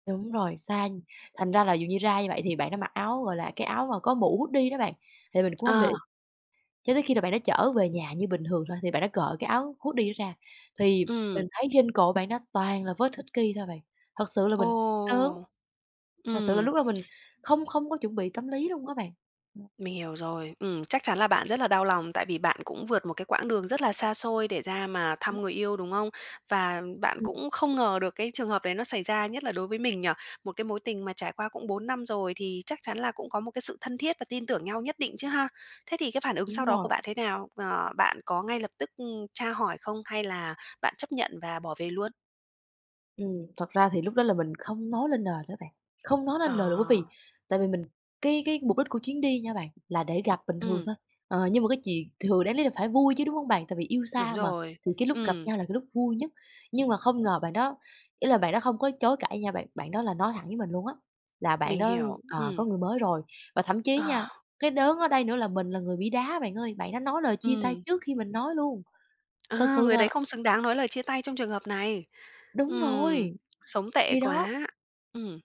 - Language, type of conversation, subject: Vietnamese, advice, Tôi vừa trải qua một cuộc chia tay đau đớn; tôi nên làm gì để nguôi ngoai và hồi phục tinh thần?
- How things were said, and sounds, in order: tapping; in English: "hoodie"; in English: "hoodie"; in English: "hickey"; other background noise; unintelligible speech; unintelligible speech